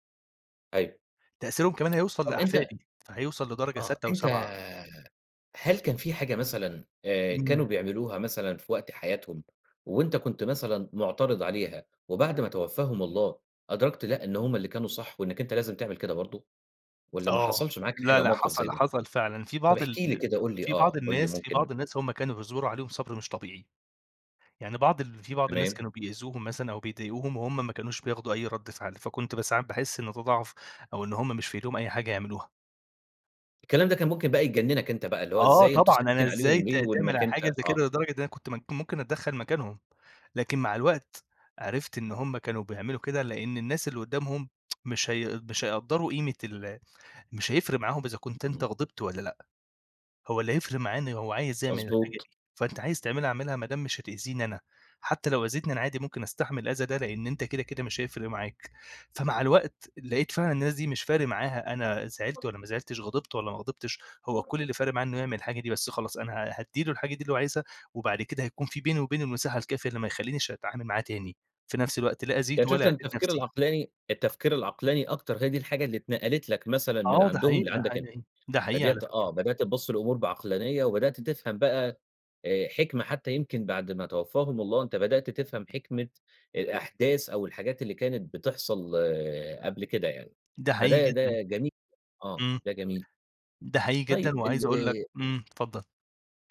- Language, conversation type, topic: Arabic, podcast, إزاي فقدان حد قريب منك بيغيّرك؟
- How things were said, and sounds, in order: other background noise; tsk; background speech